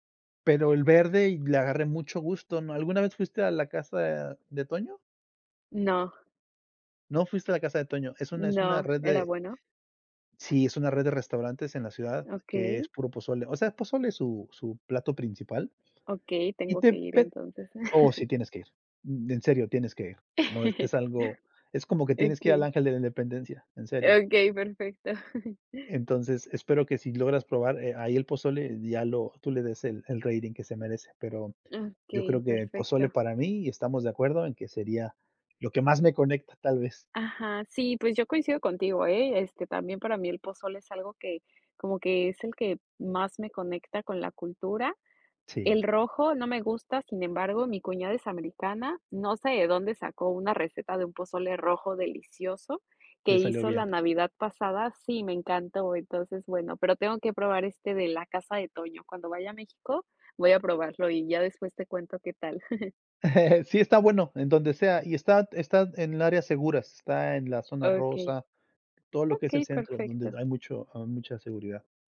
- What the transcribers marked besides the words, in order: giggle; chuckle; chuckle; chuckle
- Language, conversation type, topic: Spanish, unstructured, ¿Qué papel juega la comida en la identidad cultural?